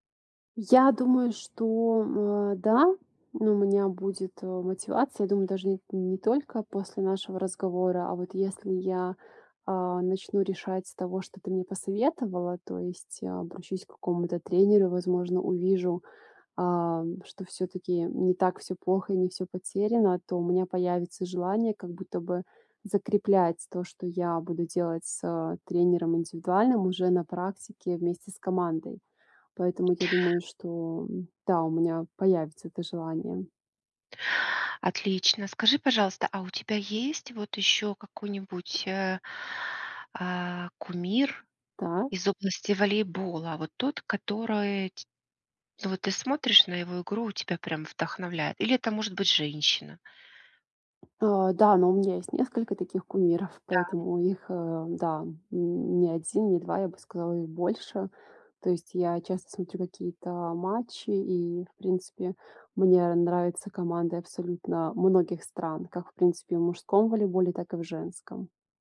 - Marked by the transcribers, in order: tapping; other background noise
- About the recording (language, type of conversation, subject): Russian, advice, Почему я потерял(а) интерес к занятиям, которые раньше любил(а)?